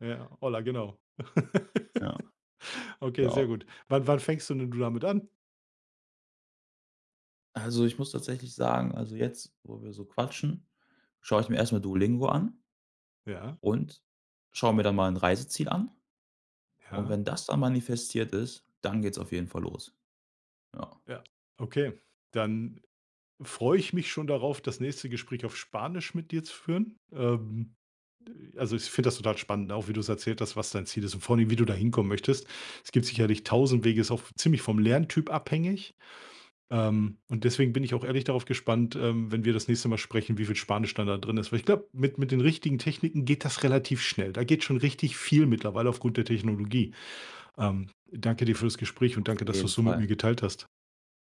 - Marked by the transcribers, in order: in Spanish: "hola"; laugh; joyful: "Wann wann fängst du denn du damit an?"; sniff
- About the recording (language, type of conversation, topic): German, podcast, Was würdest du jetzt gern noch lernen und warum?